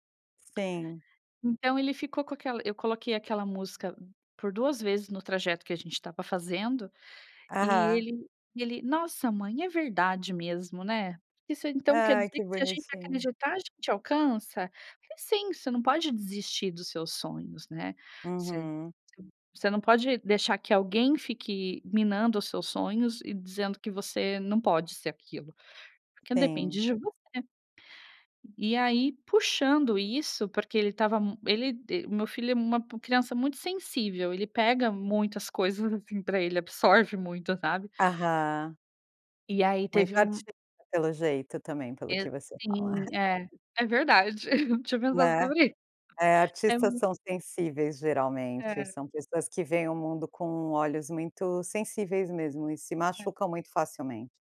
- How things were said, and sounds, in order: unintelligible speech; tapping
- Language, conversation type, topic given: Portuguese, podcast, O que você aprendeu sobre si mesmo ao mudar seu gosto musical?